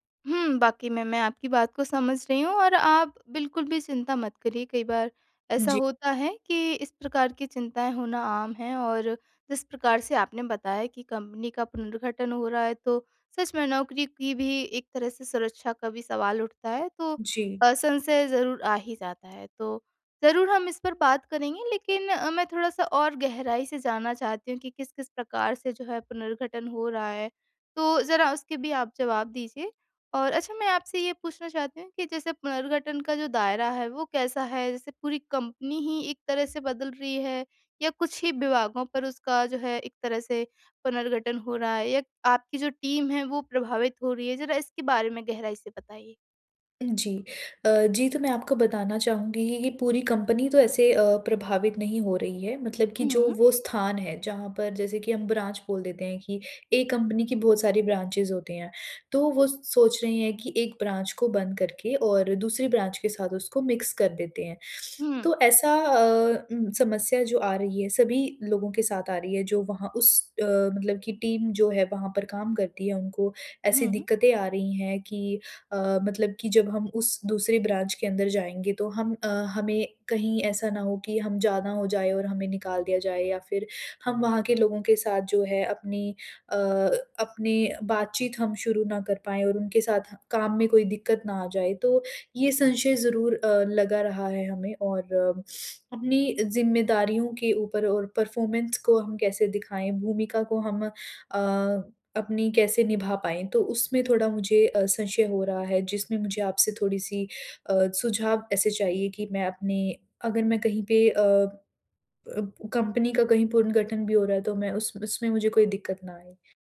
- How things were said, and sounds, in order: in English: "टीम"; in English: "ब्रांच"; in English: "ब्रांचेस"; in English: "ब्रांच"; in English: "ब्रांच"; in English: "मिक्स"; sniff; in English: "टीम"; in English: "ब्रांच"; sniff; in English: "परफॉर्मेंस"
- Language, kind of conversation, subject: Hindi, advice, कंपनी में पुनर्गठन के चलते क्या आपको अपनी नौकरी को लेकर अनिश्चितता महसूस हो रही है?